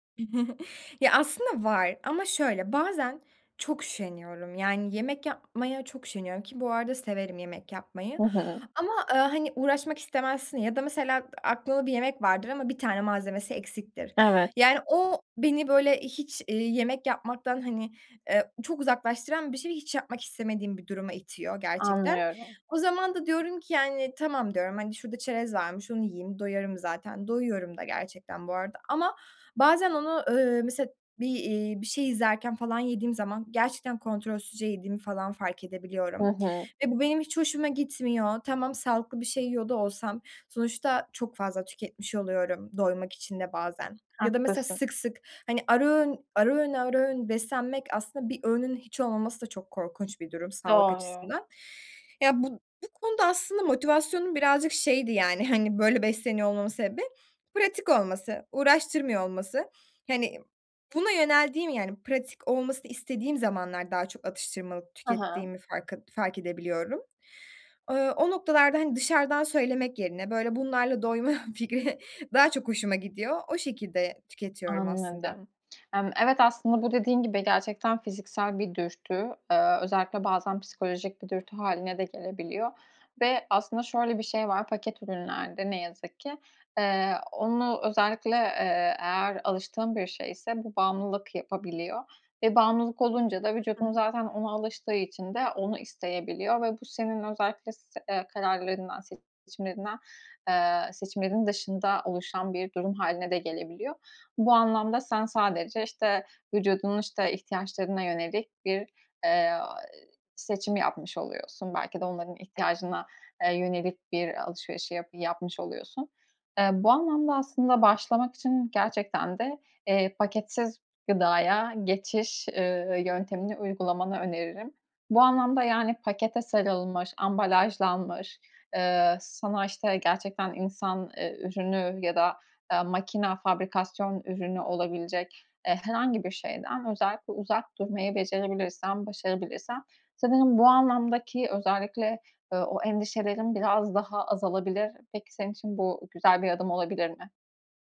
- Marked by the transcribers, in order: chuckle; tapping; laughing while speaking: "doyma fikri"; unintelligible speech
- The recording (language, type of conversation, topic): Turkish, advice, Atıştırma kontrolü ve dürtü yönetimi
- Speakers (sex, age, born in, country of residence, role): female, 20-24, Turkey, Germany, user; female, 25-29, Turkey, Hungary, advisor